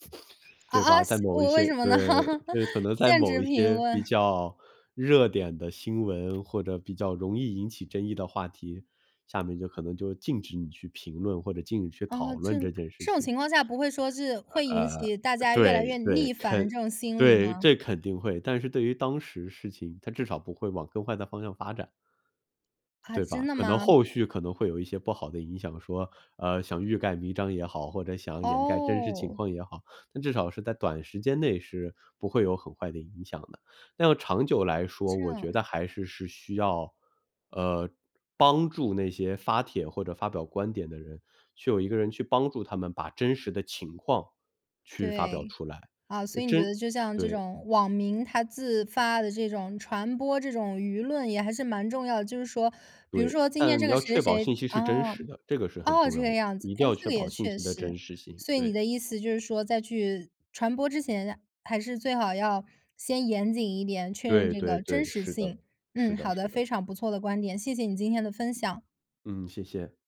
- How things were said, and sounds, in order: laugh; other background noise
- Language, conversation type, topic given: Chinese, podcast, 你如何看待网络暴力与媒体责任之间的关系？